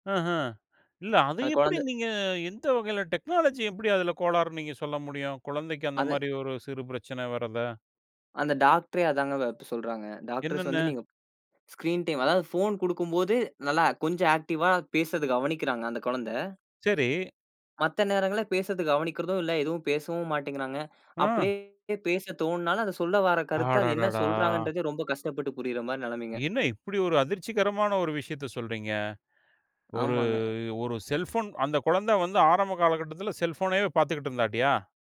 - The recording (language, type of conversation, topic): Tamil, podcast, குழந்தைகள் திரைச் சாதனங்களை அதிக நேரம் பயன்படுத்தினால், அதை நீங்கள் எப்படிக் கையாளுவீர்கள்?
- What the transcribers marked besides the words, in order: in English: "டெக்னாலஜி"; in English: "ஸ்கிரீன் டைம்"; in English: "ஆக்டிவா"; other background noise